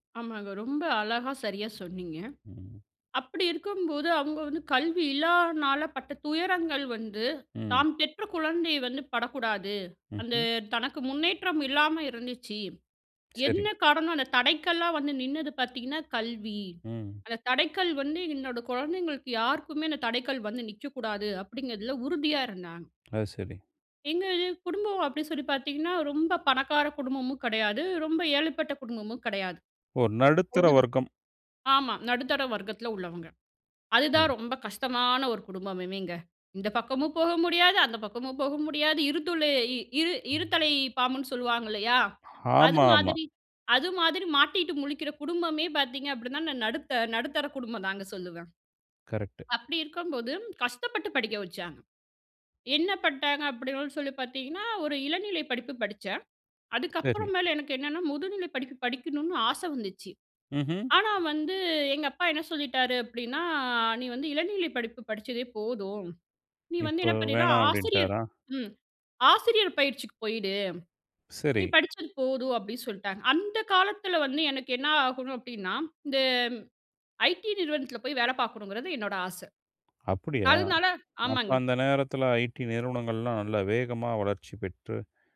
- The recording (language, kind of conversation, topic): Tamil, podcast, முதலாம் சம்பளம் வாங்கிய நாள் நினைவுகளைப் பற்றி சொல்ல முடியுமா?
- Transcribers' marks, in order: unintelligible speech; other noise